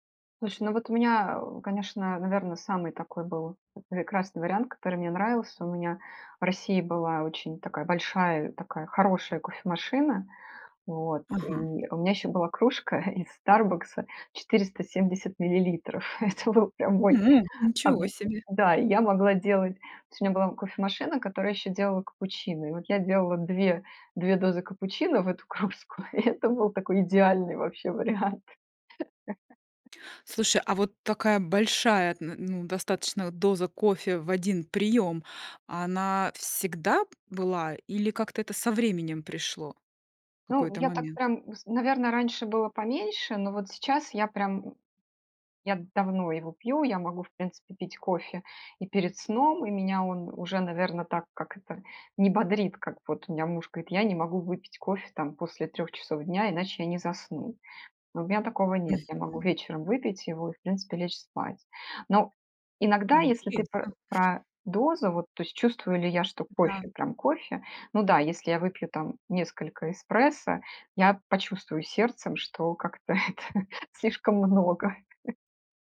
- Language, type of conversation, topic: Russian, podcast, Как выглядит твой утренний ритуал с кофе или чаем?
- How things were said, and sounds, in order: other background noise; laughing while speaking: "из"; laughing while speaking: "Это был прям мой"; surprised: "Ничего себе!"; unintelligible speech; laughing while speaking: "кружку"; laughing while speaking: "вариант"; chuckle; chuckle; laughing while speaking: "это слишком много"